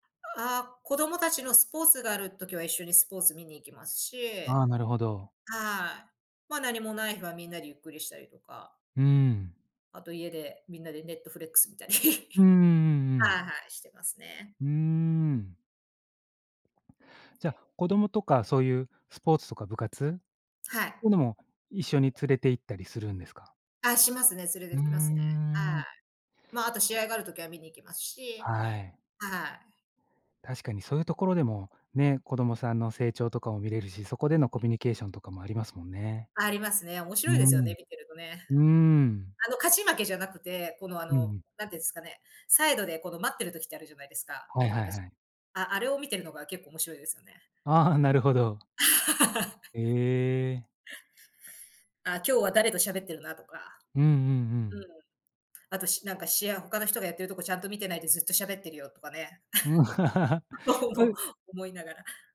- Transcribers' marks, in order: "Netflix" said as "Netflex"; laughing while speaking: "観たり"; chuckle; laugh; laugh; chuckle
- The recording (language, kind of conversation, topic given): Japanese, podcast, 親子のコミュニケーションは、どのように育てていくのがよいと思いますか？